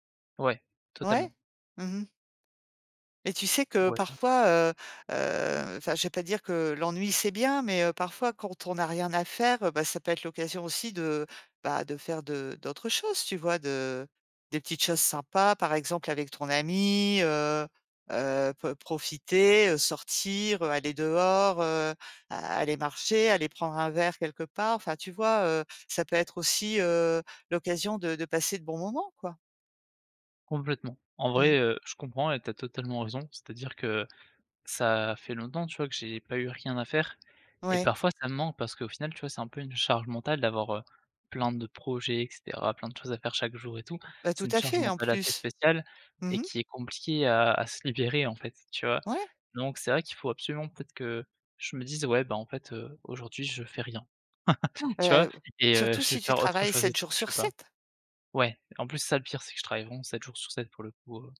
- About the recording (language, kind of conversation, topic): French, advice, Comment éviter le burnout créatif quand on gère trop de projets en même temps ?
- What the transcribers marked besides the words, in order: unintelligible speech; chuckle; unintelligible speech; unintelligible speech; tapping